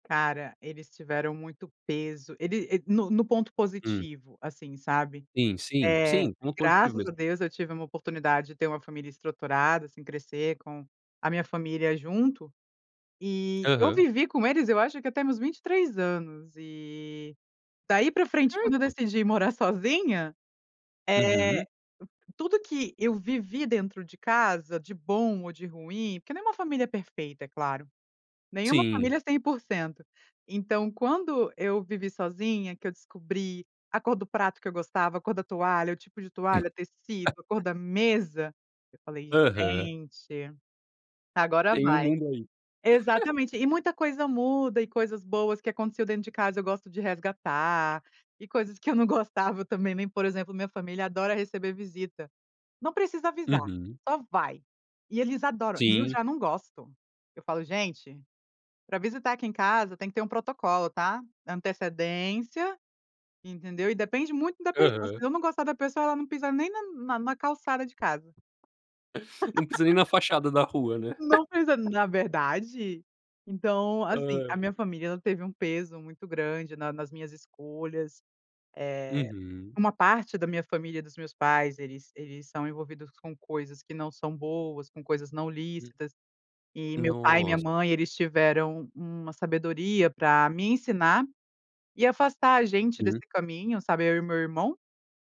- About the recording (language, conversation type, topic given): Portuguese, podcast, Como a sua família define sucesso para você?
- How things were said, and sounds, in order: tapping; laugh; chuckle; chuckle; laugh